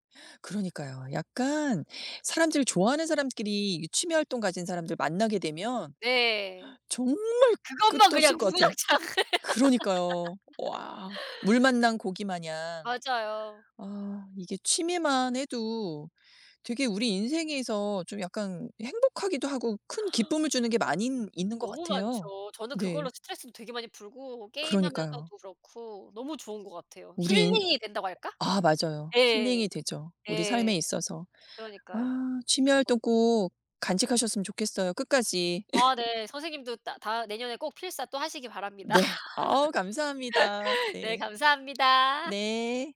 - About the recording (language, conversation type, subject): Korean, unstructured, 취미 활동을 하면서 느끼는 가장 큰 기쁨은 무엇인가요?
- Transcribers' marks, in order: other background noise; laugh; gasp; tapping; other noise; laugh; laugh